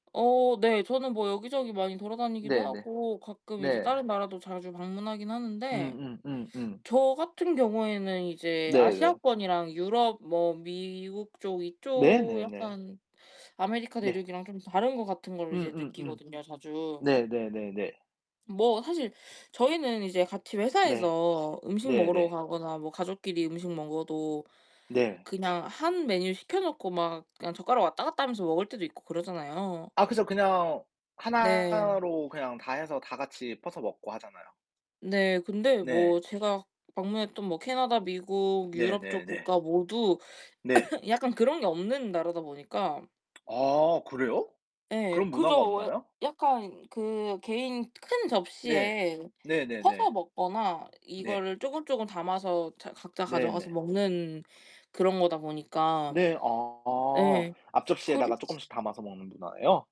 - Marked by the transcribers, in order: other background noise; tapping; static; distorted speech; cough; tongue click
- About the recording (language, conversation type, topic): Korean, unstructured, 여행 중에 문화 차이를 경험한 적이 있나요?